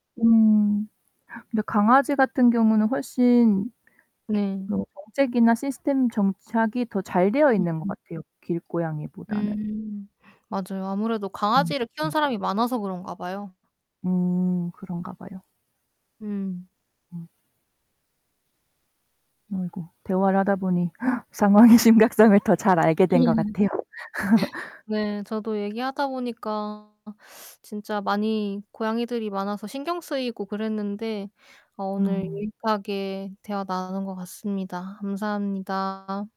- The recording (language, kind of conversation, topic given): Korean, unstructured, 길고양이와 길강아지 문제를 어떻게 해결해야 할까요?
- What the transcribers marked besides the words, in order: distorted speech; gasp; laughing while speaking: "상황의 심각성을"; laugh; tapping; other background noise; laugh